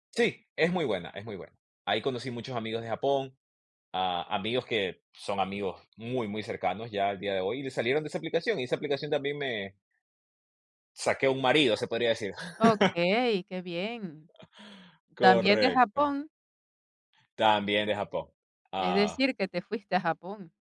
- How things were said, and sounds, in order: laugh
- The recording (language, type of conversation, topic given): Spanish, podcast, ¿Te ha pasado que conociste a alguien justo cuando más lo necesitabas?